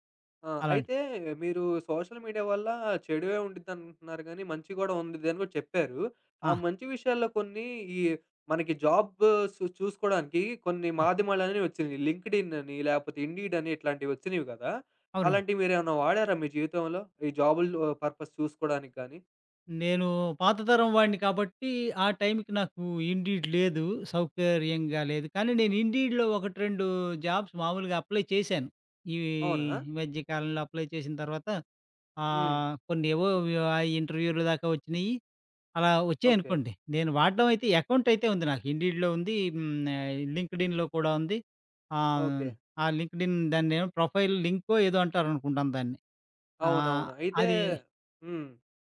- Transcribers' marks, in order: in English: "సోషల్ మీడియా"; in English: "లింక్డిన్"; in English: "ఇండీడ్"; in English: "పర్పస్"; in English: "ఇన్‌డీడ్"; in English: "ఇన్‌డీడ్‌లో"; in English: "జాబ్స్"; in English: "అప్లై"; in English: "అప్లై"; in English: "అకౌంట్"; in English: "ఇన్‌డీడ్‌లో"; in English: "లింక్డ్‌ఇన్‌లో"; in English: "లింక్డ్‌ఇన్"; in English: "ప్రొఫైల్"
- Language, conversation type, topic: Telugu, podcast, సామాజిక మాధ్యమాల్లో మీ పనిని సమర్థంగా ఎలా ప్రదర్శించాలి?